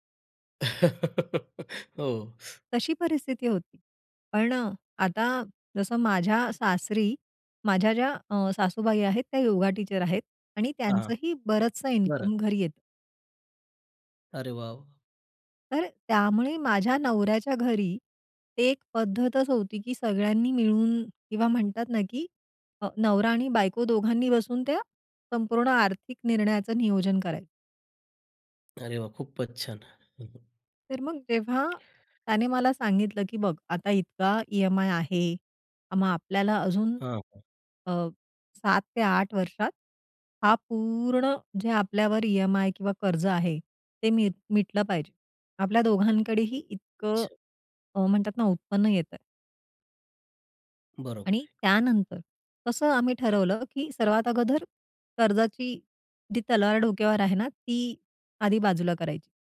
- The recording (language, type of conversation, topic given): Marathi, podcast, घरात आर्थिक निर्णय तुम्ही एकत्र कसे घेता?
- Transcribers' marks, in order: laugh; in English: "टीचर"; tapping; stressed: "पूर्ण"